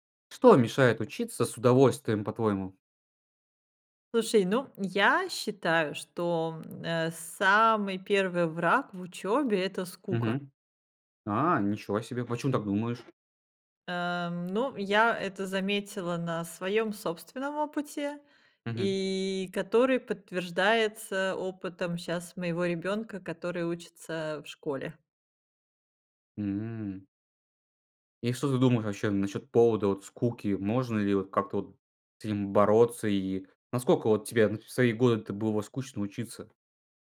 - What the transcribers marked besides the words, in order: other background noise; drawn out: "и"; drawn out: "М"; tapping
- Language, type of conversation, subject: Russian, podcast, Что, по‑твоему, мешает учиться с удовольствием?
- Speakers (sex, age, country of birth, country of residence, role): female, 45-49, Russia, France, guest; male, 20-24, Russia, Estonia, host